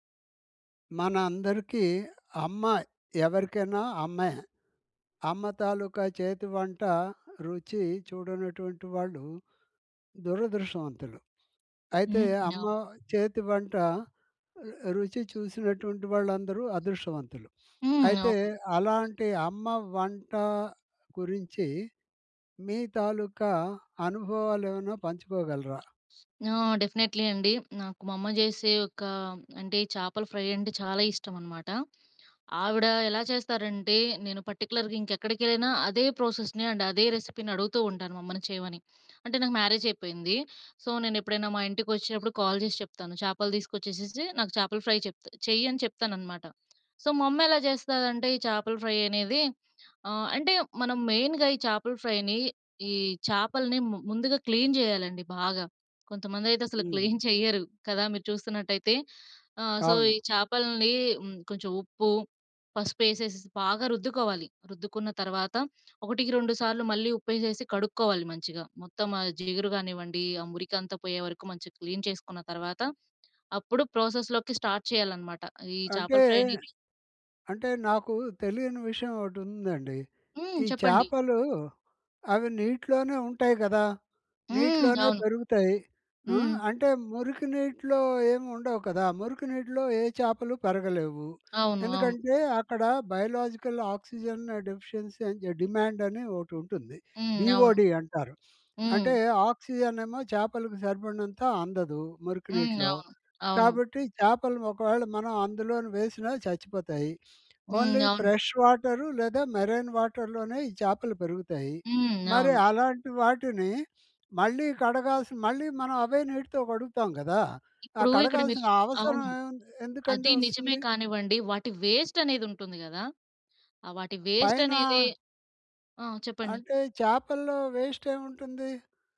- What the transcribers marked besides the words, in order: tapping; in English: "డెఫినెట్‌లీ"; in English: "ఫ్రై"; in English: "పర్టిక్యులర్‌గా"; in English: "ప్రాసెస్‌ని అండ్"; in English: "రెసిపీ‌ని"; in English: "మ్యారేజ్"; in English: "సో"; in English: "కాల్"; in English: "ఫ్రై"; in English: "సో"; in English: "ఫ్రై"; in English: "మెయిన్‌గా"; in English: "ఫ్రైని"; in English: "క్లీన్"; in English: "క్లీన్"; in English: "సో"; in English: "క్లీన్"; in English: "ప్రాసెస్‌లోకి స్టార్ట్"; in English: "ఫ్రై"; in English: "బయోలాజికల్ ఆక్సిజన్ డెఫిషియన్సీ"; in English: "డిమాండ్"; in English: "బిఓడి"; in English: "ఆక్సిజన్"; in English: "ఓన్లీ ఫ్రెష్"; in English: "మెరైన్ వాటర్‌లోనే"; in English: "వేస్ట్"; in English: "వేస్ట్"; in English: "వేస్ట్"
- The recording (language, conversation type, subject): Telugu, podcast, అమ్మ వంటల వాసన ఇంటి అంతటా ఎలా పరిమళిస్తుంది?